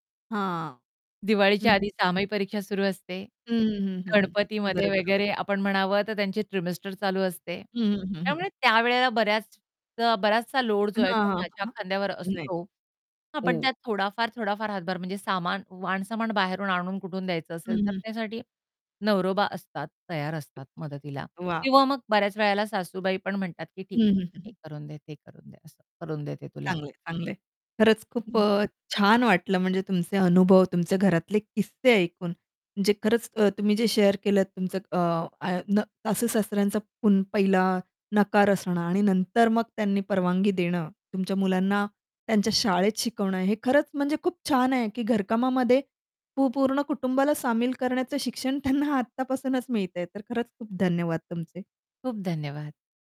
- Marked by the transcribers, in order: static; other background noise; "सहामाही" said as "सामायिक"; in English: "ट्रिमेस्टर"; distorted speech; chuckle; in English: "शेअर"; laughing while speaking: "त्यांना"; tapping
- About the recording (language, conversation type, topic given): Marathi, podcast, तुम्ही घरकामांमध्ये कुटुंबाला कसे सामील करता?